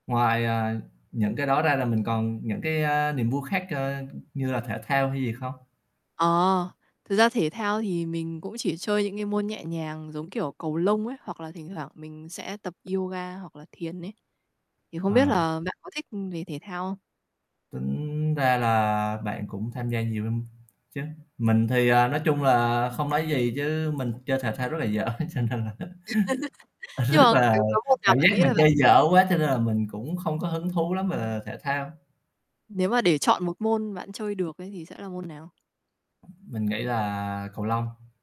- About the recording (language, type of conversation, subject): Vietnamese, unstructured, Điều gì mang lại cho bạn niềm vui mỗi ngày?
- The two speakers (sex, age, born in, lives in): female, 30-34, Vietnam, Vietnam; male, 30-34, Vietnam, Vietnam
- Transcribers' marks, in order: static; tapping; mechanical hum; laughing while speaking: "dở, cho nên là rất là"; laugh; chuckle; distorted speech; other noise